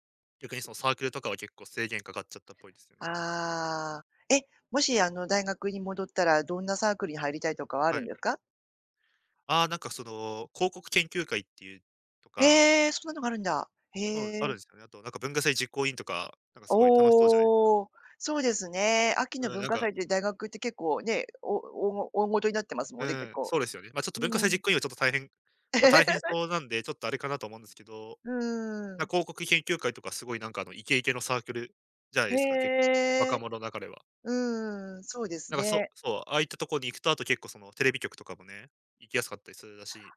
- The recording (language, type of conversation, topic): Japanese, advice, 学校に戻って学び直すべきか、どう判断すればよいですか？
- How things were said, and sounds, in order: chuckle